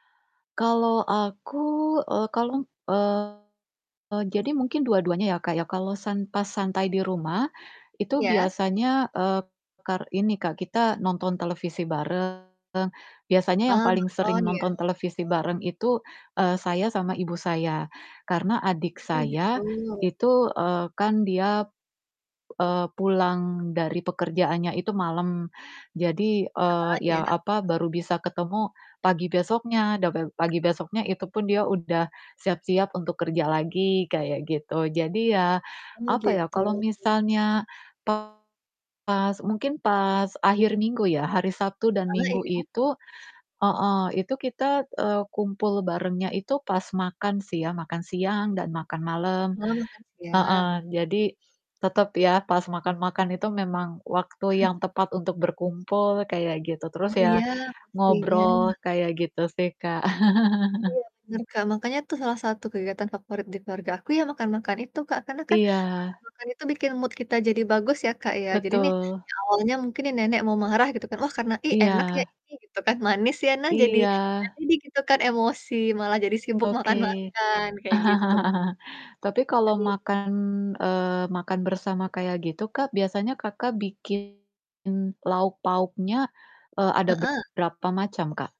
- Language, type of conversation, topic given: Indonesian, unstructured, Bagaimana kamu biasanya menghabiskan waktu bersama keluarga?
- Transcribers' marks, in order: distorted speech; other background noise; chuckle; chuckle; in English: "mood"; static; chuckle; laughing while speaking: "makan-makan"; other noise